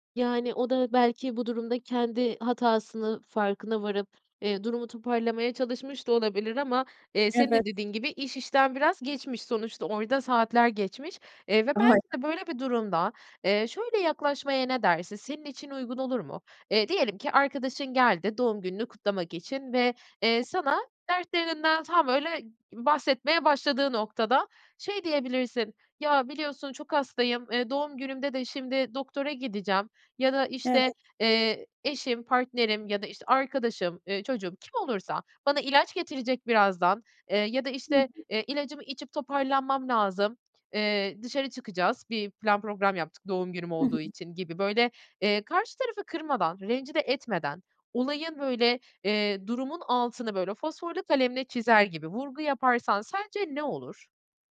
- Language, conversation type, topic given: Turkish, advice, Kişisel sınırlarımı nasıl daha iyi belirleyip koruyabilirim?
- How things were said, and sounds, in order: other background noise; unintelligible speech